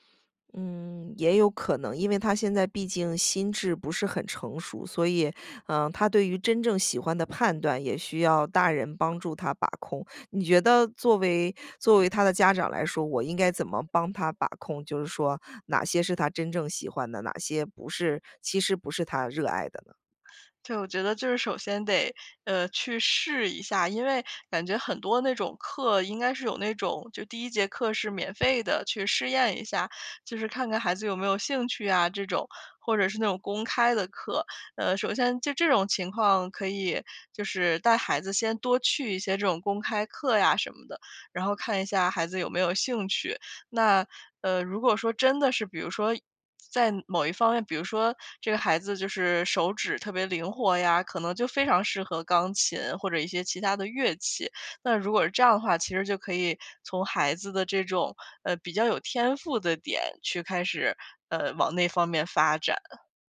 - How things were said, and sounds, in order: none
- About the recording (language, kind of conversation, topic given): Chinese, advice, 我该如何描述我与配偶在育儿方式上的争执？